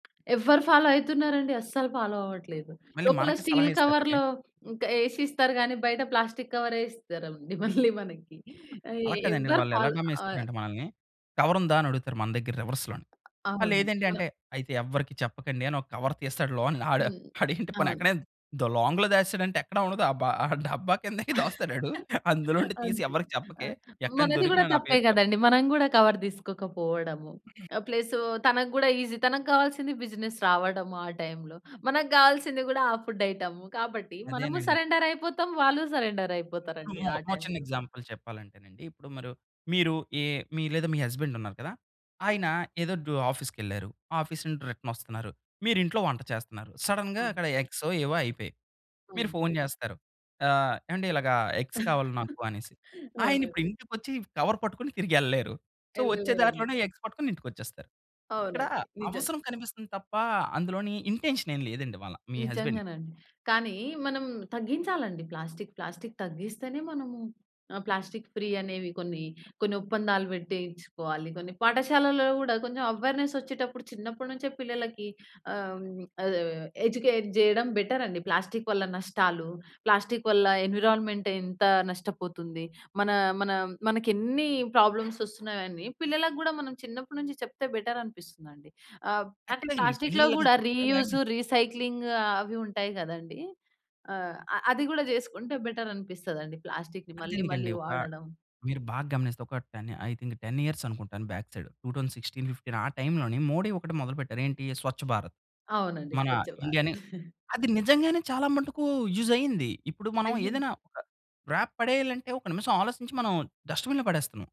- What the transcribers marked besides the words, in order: tapping; in English: "ఫాలో"; in English: "ఫాలో"; in English: "కవర్‌లో"; in English: "కవర్"; chuckle; other background noise; in English: "ఫాలో"; in English: "రివర్స్"; in English: "కవర్"; laughing while speaking: "ఆడు ఆడేంటి పోనీ"; laughing while speaking: "ఆ డబ్బా కిందే దాస్తాడాడు. అందులో … నా పేరు చెప్"; chuckle; in English: "కవర్"; in English: "ఈసీ"; throat clearing; in English: "బిజినెస్"; in English: "సరెండర్"; in English: "సరెండర్"; unintelligible speech; in English: "ఎగ్జాంపుల్"; in English: "హస్బండ్"; in English: "ఆఫీస్"; in English: "ఆఫీస్"; in English: "రిటర్న్"; in English: "సడెన్‌గా"; in English: "ఎగ్స్"; chuckle; in English: "కవర్"; in English: "సో"; in English: "ఎగ్స్"; in English: "ఇంటెన్షన్"; in English: "హస్బండ్"; in English: "ఫ్రీ"; in English: "అవేర్‌నెస్"; in English: "ఎడ్యుకేట్"; in English: "బెటర్"; in English: "ఎన్విరాన్మెంట్"; in English: "ప్రాబ్లమ్స్"; in English: "బెటర్"; in English: "రీయూజ్, రీసైక్లింగ్"; in English: "బెటర్"; in English: "టెన్ ఐ థింక్ టెన్ ఇయర్స్"; chuckle; in English: "యూజ్"; in English: "వ్రాప్"; in English: "డస్ట్‌బిన్‌లో"
- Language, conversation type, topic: Telugu, podcast, ప్లాస్టిక్ తగ్గించడానికి రోజువారీ ఎలాంటి మార్పులు చేయవచ్చు?